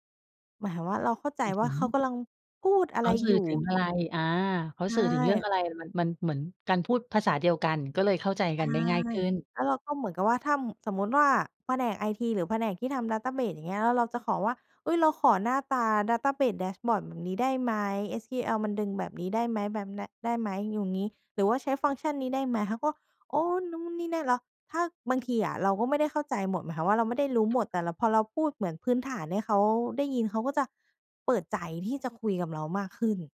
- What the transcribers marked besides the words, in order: other background noise
- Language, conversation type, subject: Thai, podcast, คุณช่วยเล่าเรื่องความสำเร็จจากการเรียนรู้ด้วยตัวเองให้ฟังหน่อยได้ไหม?